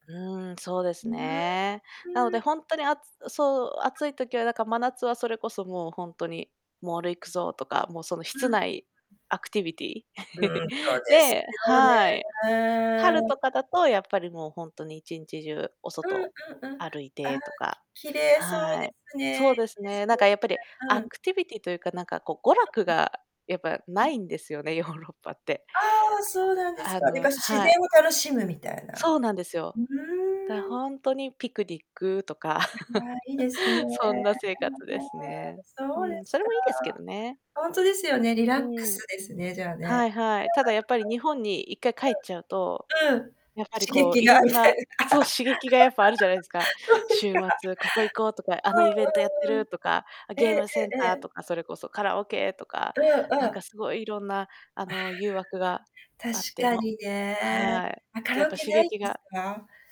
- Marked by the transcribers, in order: distorted speech; unintelligible speech; chuckle; chuckle; laugh; laughing while speaking: "そうですか"; laugh
- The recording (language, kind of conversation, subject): Japanese, unstructured, 休日は普段どのように過ごすことが多いですか？